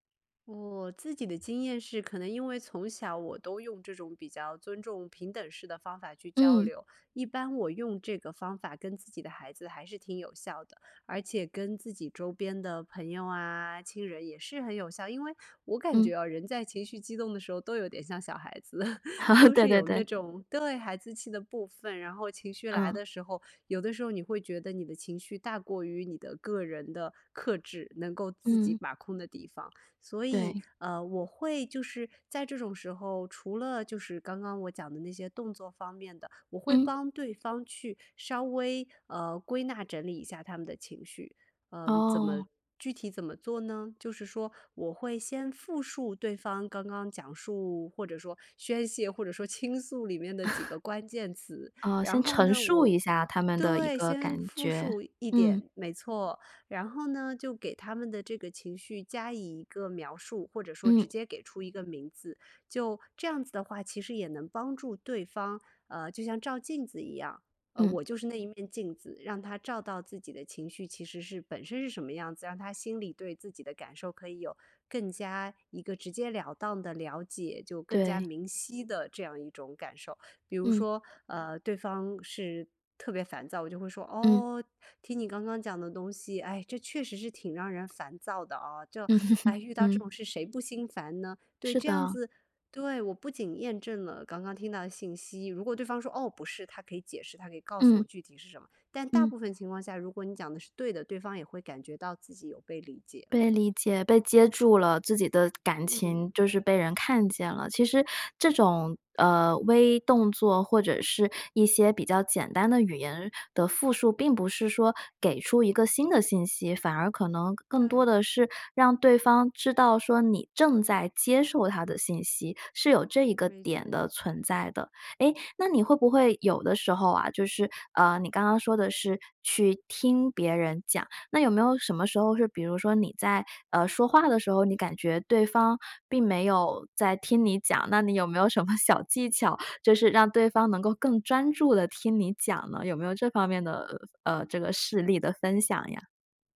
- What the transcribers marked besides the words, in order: joyful: "情绪激动的时候都有点像小孩子， 都是有那种，对"; laugh; joyful: "宣泄，或者说倾诉里面的几个关键词"; laugh; laugh; laughing while speaking: "小技巧"
- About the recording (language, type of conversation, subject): Chinese, podcast, 有什么快速的小技巧能让别人立刻感到被倾听吗？